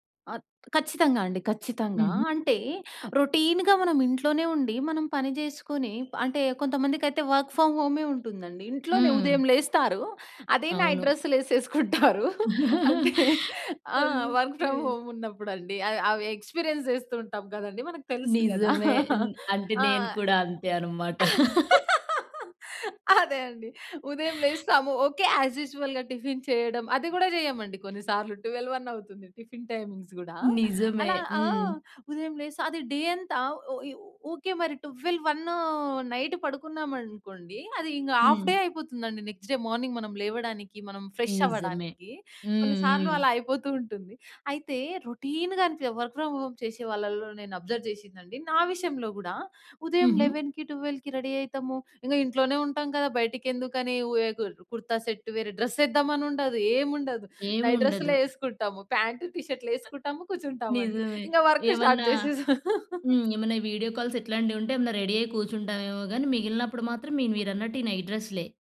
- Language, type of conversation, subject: Telugu, podcast, ఒక వారం పాటు రోజూ బయట 10 నిమిషాలు గడిపితే ఏ మార్పులు వస్తాయని మీరు భావిస్తారు?
- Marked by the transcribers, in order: in English: "రొటీన్‌గా"; in English: "వర్క్ ఫ్రమ్"; in English: "నైట్"; laughing while speaking: "డ్రెస్సులేసేసుకుంటారు. అంటే"; laugh; in English: "వర్క్ ఫ్రమ్ హోమ్"; in English: "ఎక్స్పీరియన్స్"; laugh; laughing while speaking: "అదే అండి. ఉదయం లేస్తాము"; in English: "యాస్ యూజువల్‌గా"; laugh; other background noise; in English: "ట్వెల్వ్ వన్"; in English: "టైమింగ్స్"; in English: "డే"; in English: "ట్వెల్వ్"; in English: "నైట్"; in English: "హాఫ్ డే"; in English: "నెక్స్ట్ డే మార్నింగ్"; in English: "ఫ్రెష్"; in English: "రొటీన్‍గా"; in English: "వర్క్ ఫ్రమ్ హోమ్"; in English: "అబ్జర్వ్"; in English: "లెవెన్‍కి ట్వెల్వ్‌కి రెడీ"; in English: "డ్రెస్"; in English: "నైట్"; tapping; in English: "వీడియో కాల్స్"; in English: "వర్క్ స్టార్ట్"; laugh; in English: "రెడీ"; in English: "నైట్"